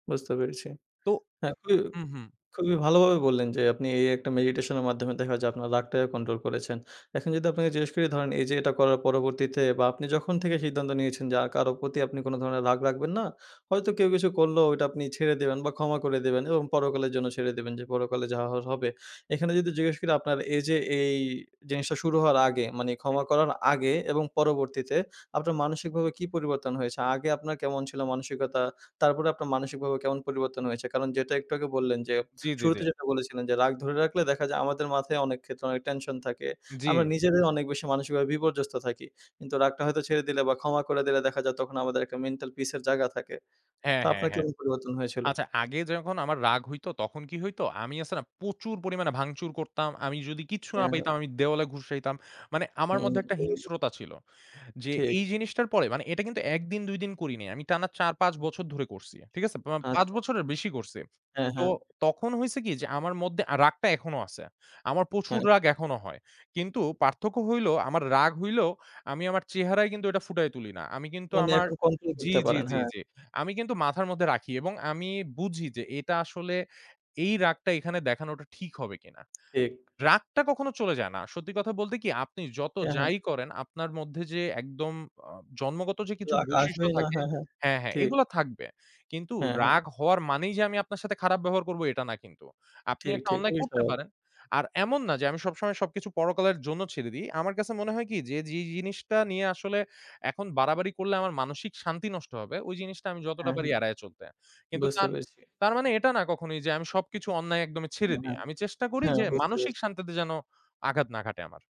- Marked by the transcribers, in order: "রাগটাকে" said as "লাগটাকে"; other background noise; in English: "মেন্টাল পিস"; unintelligible speech; tapping
- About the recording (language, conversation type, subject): Bengali, podcast, আপনি কখন কাউকে ক্ষমা করে নিজেকে মুক্ত করেছেন—সেই অভিজ্ঞতাটা কেমন ছিল?